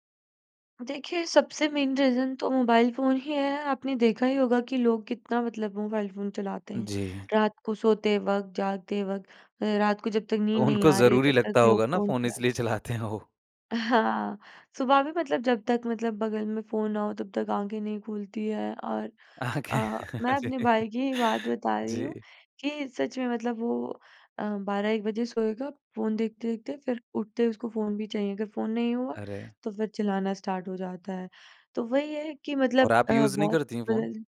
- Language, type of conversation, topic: Hindi, podcast, रोज़मर्रा की ज़िंदगी में सजगता कैसे लाई जा सकती है?
- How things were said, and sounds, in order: in English: "मेन रीज़न"; laughing while speaking: "तो उनको"; laughing while speaking: "चलाते हैं वो"; laughing while speaking: "हाँ"; laughing while speaking: "आँखें, जी"; laugh; in English: "स्टार्ट"; in English: "यूज़"